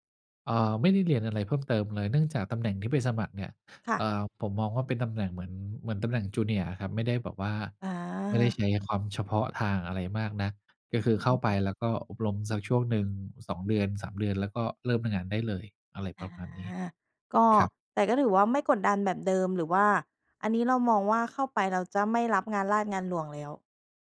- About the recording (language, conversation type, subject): Thai, podcast, ถ้าคิดจะเปลี่ยนงาน ควรเริ่มจากตรงไหนดี?
- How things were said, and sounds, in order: in English: "Junior"; other background noise